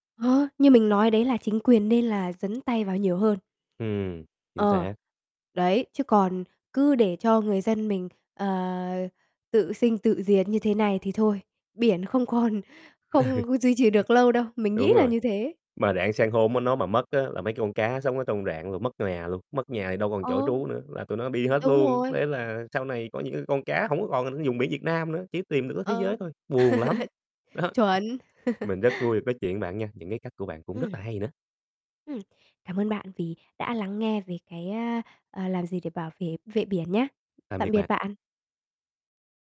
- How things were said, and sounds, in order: laughing while speaking: "còn"; laughing while speaking: "Ừ"; other background noise; unintelligible speech; laugh; laugh; tapping
- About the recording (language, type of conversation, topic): Vietnamese, podcast, Theo bạn, chúng ta có thể làm gì để bảo vệ biển?